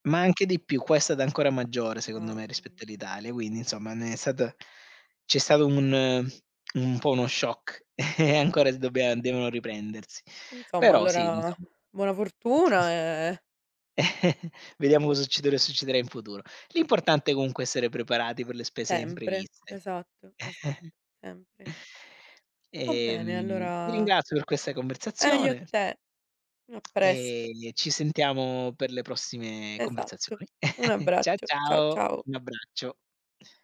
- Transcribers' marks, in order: laughing while speaking: "e ancora"; chuckle; "comunque" said as "gounque"; chuckle; tongue click; chuckle
- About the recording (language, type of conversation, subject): Italian, unstructured, Come ti prepari ad affrontare le spese impreviste?